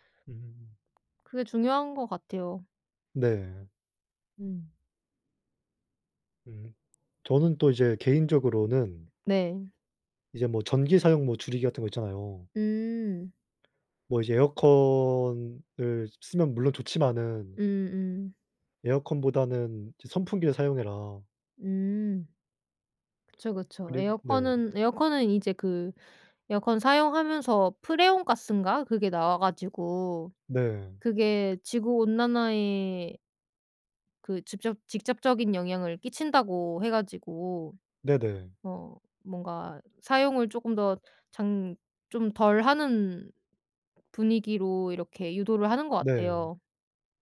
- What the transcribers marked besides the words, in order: other background noise
- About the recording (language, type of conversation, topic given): Korean, unstructured, 기후 변화로 인해 사라지는 동물들에 대해 어떻게 느끼시나요?